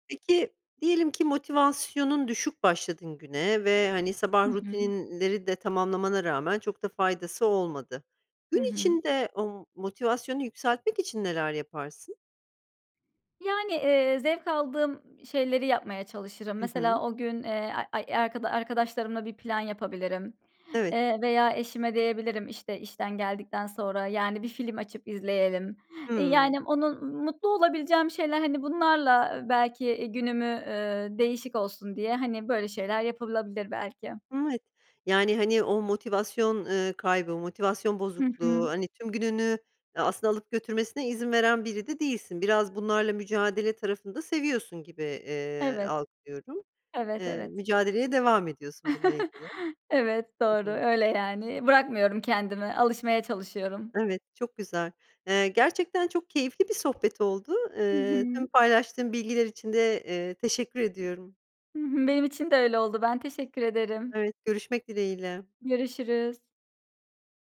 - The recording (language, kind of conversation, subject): Turkish, podcast, Sabah uyandığınızda ilk yaptığınız şeyler nelerdir?
- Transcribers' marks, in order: other background noise; "rutinleri" said as "rutininleri"; tapping; chuckle